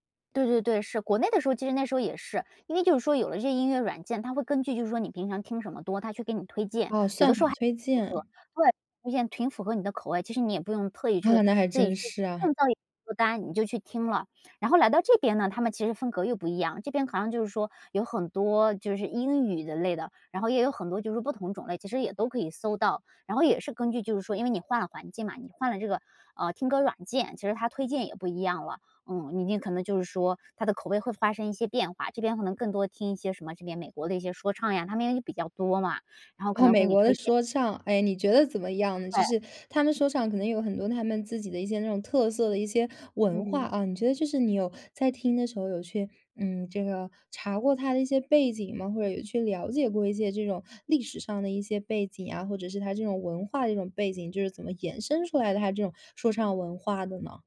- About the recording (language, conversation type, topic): Chinese, podcast, 搬家或出国后，你的音乐口味有没有发生变化？
- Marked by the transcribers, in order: laughing while speaking: "啊"; other background noise